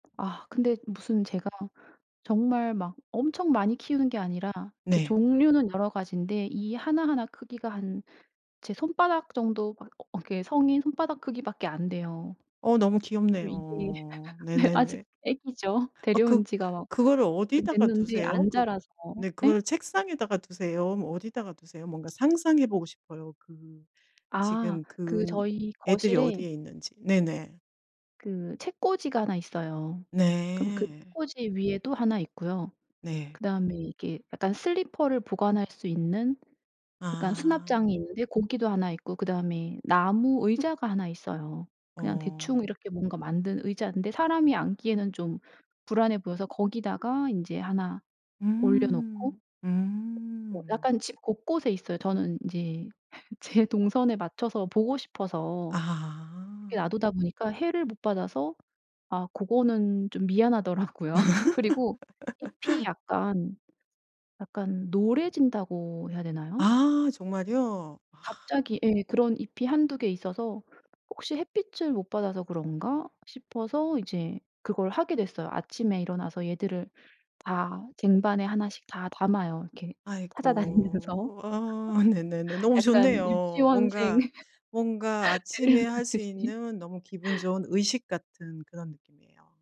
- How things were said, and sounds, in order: other background noise; drawn out: "귀엽네요"; laugh; laughing while speaking: "네"; tapping; laugh; laugh; laughing while speaking: "미안하더라고요"; laugh; laughing while speaking: "찾아다니면서"; laugh; laughing while speaking: "유치원생 데려오듯이"
- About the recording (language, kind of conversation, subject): Korean, podcast, 쉬면서도 기분 좋아지는 소소한 취미가 있나요?